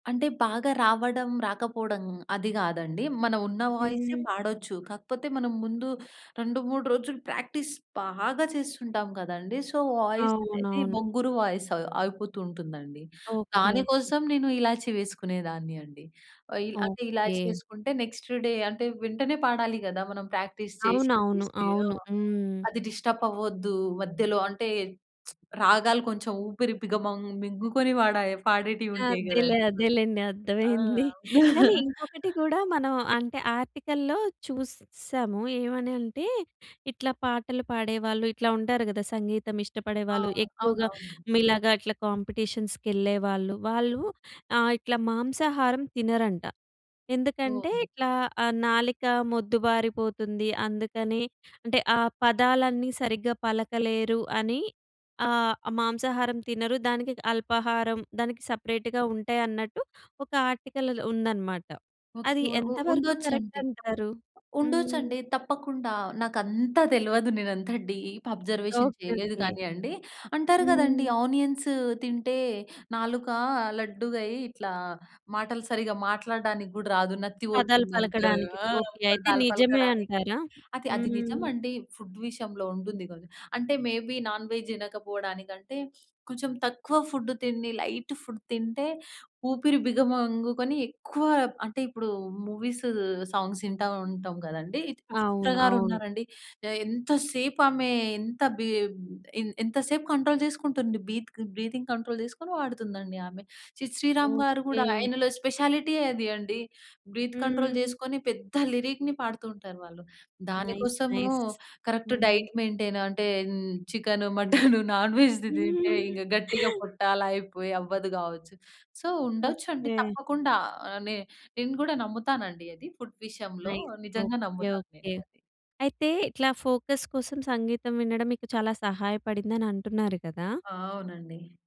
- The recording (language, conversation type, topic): Telugu, podcast, ఫోకస్ పెరగడానికి సంగీతం వినడం మీకు ఎలా సహాయపడిందో చెప్పగలరా?
- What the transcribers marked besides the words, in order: in English: "ప్రాక్టీస్"; in English: "సో, వాయిస్"; in English: "వాయిస్"; other background noise; other noise; in English: "నెక్స్ట్ డే"; in English: "ప్రాక్టీస్"; in English: "డిస్టర్బ్"; lip smack; chuckle; in English: "ఆర్టికల్‌లో"; in English: "కాంపిటీషన్స్‌కెళ్ళేవాళ్ళు"; in English: "సపరేట్‌గా"; in English: "ఆర్టికల్‌లో"; in English: "కరెక్ట్"; in English: "డీప్ అబ్‌జర్వేషన్"; in English: "ఆనియన్స్"; in English: "ఫుడ్"; unintelligible speech; in English: "మే బీ నాన్‌వెజ్"; in English: "ఫుడ్"; in English: "లైట్ ఫుడ్"; in English: "మూవీస్, సాంగ్స్"; in English: "కంట్రోల్"; in English: "బ్రీతింగ్ కంట్రోల్"; in English: "స్పెషాలిటీ"; in English: "బ్రీత్ కంట్రోల్"; in English: "లిరిక్‌ని"; in English: "నైస్ నైస్!"; in English: "కరెక్ట్ డైట్ మెయింటైన్"; chuckle; in English: "నాన్‌వెజ్‌ది"; giggle; in English: "సో"; in English: "ఫుడ్"; in English: "నైస్!"; in English: "ఫోకస్"